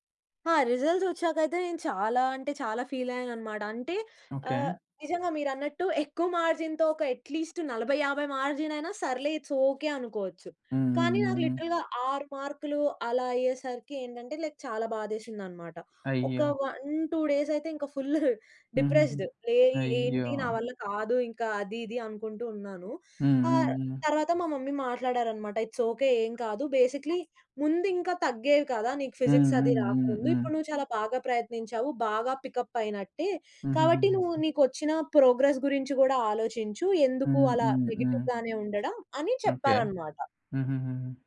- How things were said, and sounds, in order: in English: "రిజల్ట్స్"; in English: "మార్జిన్‌తో"; in English: "ఎట్‌లీస్ట్"; in English: "మార్జిన్"; in English: "ఇట్స్"; in English: "లిటరల్‌గా"; in English: "లైక్"; in English: "వన్ టూ డేస్"; in English: "ఫుల్ డిప్రెస్స్‌డ్"; in English: "ఇట్స్"; in English: "బేసిక్‌లీ"; in English: "ఫిజిక్స్"; in English: "పికప్"; in English: "ప్రోగ్రెస్"; in English: "నెగెటివ్"
- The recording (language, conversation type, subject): Telugu, podcast, మీరు ఒక పెద్ద ఓటమి తర్వాత మళ్లీ ఎలా నిలబడతారు?